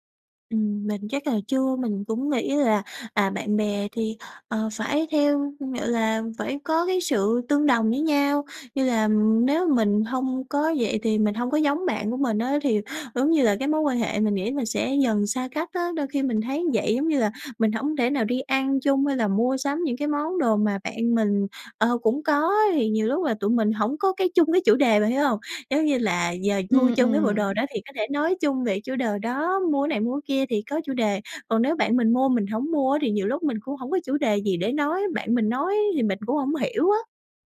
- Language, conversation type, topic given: Vietnamese, advice, Bạn làm gì khi cảm thấy bị áp lực phải mua sắm theo xu hướng và theo mọi người xung quanh?
- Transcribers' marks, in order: tapping; "giống" said as "vống"; "đề" said as "đờ"